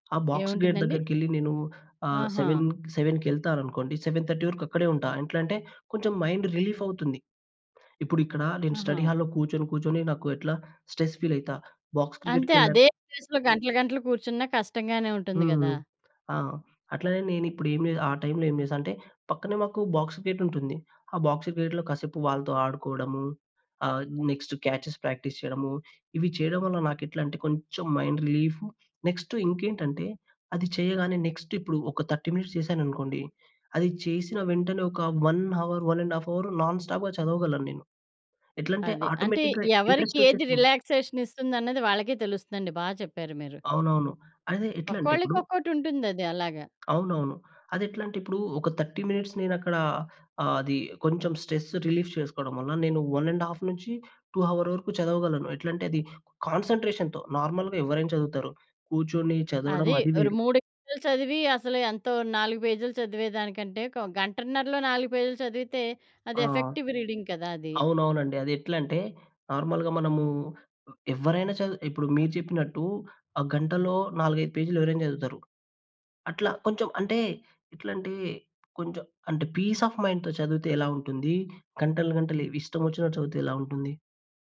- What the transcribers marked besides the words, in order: in English: "బాక్స్ గేట్"; in English: "సెవెన్ థర్టీ"; in English: "మైండ్"; in English: "స్టడీ హాల్‌లో"; in English: "స్ట్రెస్"; in English: "బాక్స్"; in English: "ప్లేస్‌లో"; other background noise; in English: "టైమ్‌లో"; in English: "బాక్స్"; in English: "బాక్స్ గేట్‌లో"; in English: "నెక్స్ట్ క్యాచెస్ ప్రాక్టీస్"; in English: "మైండ్"; in English: "నెక్స్టు"; in English: "నెక్స్ట్"; in English: "థర్టీ మినిట్స్"; in English: "వన్ హవర్, వన్ అండ్ హాఫ్"; in English: "నాన్ స్టాప్‌గా"; in English: "ఆటోమేటిక్‌గా"; tapping; in English: "థర్టీ మినిట్స్"; in English: "స్ట్రెస్ రిలీఫ్"; in English: "వన్ అండ్ హాఫ్ నుంచి టూ హవర్"; in English: "కాన్సన్‌ట్రేషన్‌తో. నార్మల్‌గా"; in English: "ఎఫెక్టివ్ రీడింగ్"; in English: "నార్మల్‌గా"; in English: "పీసాఫ్ మైండ్‌తో"
- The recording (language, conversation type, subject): Telugu, podcast, అचानक అలసట వచ్చినప్పుడు మీరు పని కొనసాగించడానికి సహాయపడే చిన్న అలవాట్లు ఏవి?